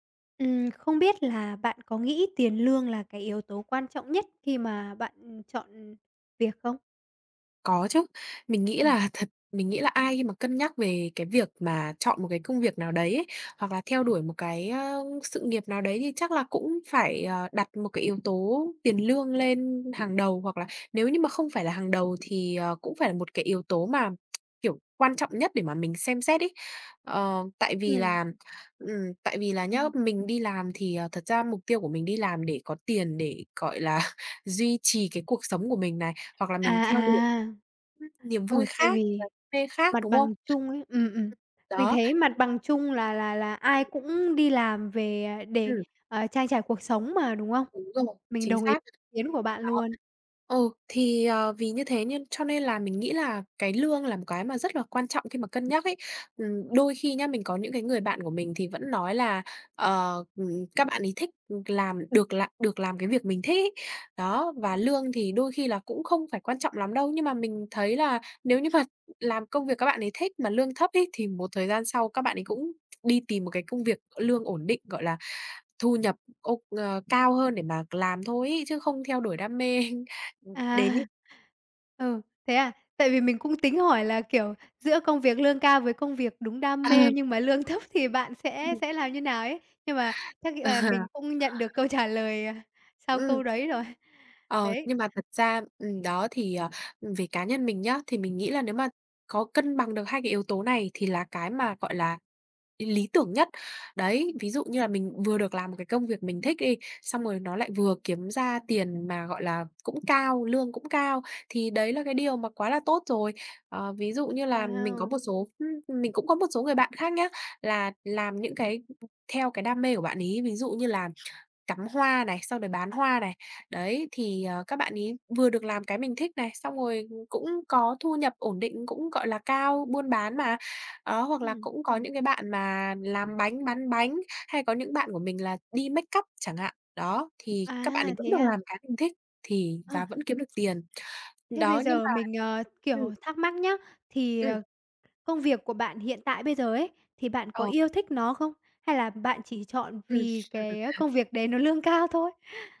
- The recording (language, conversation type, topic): Vietnamese, podcast, Tiền lương quan trọng tới mức nào khi chọn việc?
- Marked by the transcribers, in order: other background noise; tapping; lip smack; laughing while speaking: "là"; laughing while speaking: "mê"; laughing while speaking: "Ờ"; laughing while speaking: "trả lời"; in English: "makeup"; chuckle